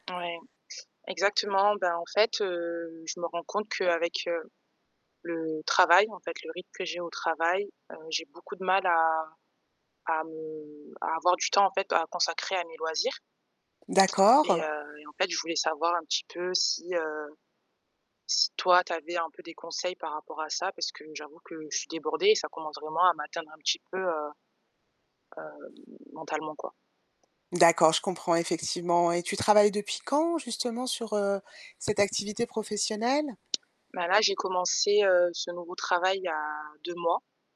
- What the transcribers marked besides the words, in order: static; other background noise; tapping
- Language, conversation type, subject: French, advice, Comment puis-je organiser mes blocs de temps pour équilibrer travail et repos ?